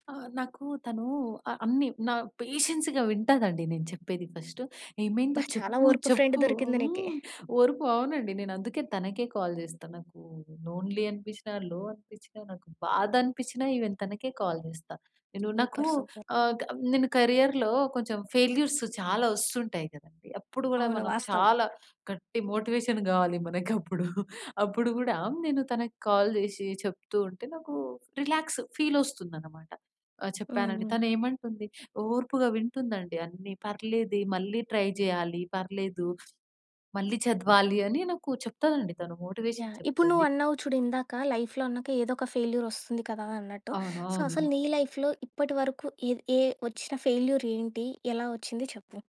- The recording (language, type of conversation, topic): Telugu, podcast, మోటివేషన్ తగ్గిపోయినప్పుడు మీరు మీరే ఎలా ప్రోత్సహించుకుంటారు?
- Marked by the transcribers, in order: in English: "పేషెన్స్‌గా"; in English: "ఫస్ట్"; in English: "కాల్"; in English: "లోన్లీ"; in English: "లో"; in English: "ఈవెన్"; in English: "కాల్"; in English: "సూపర్. సూపర్"; in English: "కరియర్‌లో"; in English: "ఫెయిల్యూర్స్"; other background noise; in English: "మోటివేషన్"; giggle; in English: "కాల్"; in English: "రిలాక్స్"; in English: "ట్రై"; in English: "మోటివేషన్"; tapping; in English: "లైఫ్‌లో"; in English: "సో"; in English: "లైఫ్‌లో"